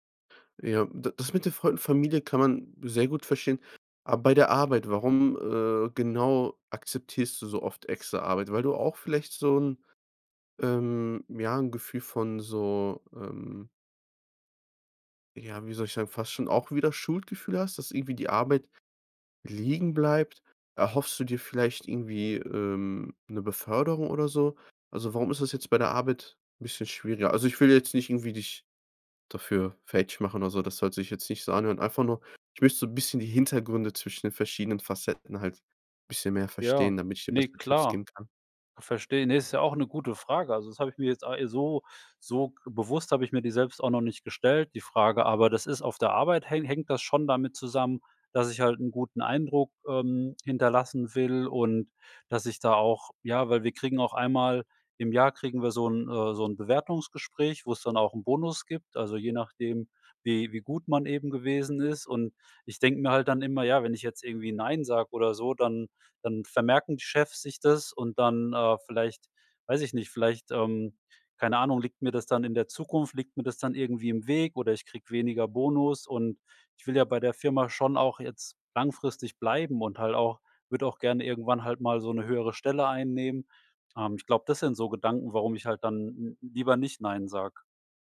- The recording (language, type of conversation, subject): German, advice, Wie kann ich lernen, bei der Arbeit und bei Freunden Nein zu sagen?
- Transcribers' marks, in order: none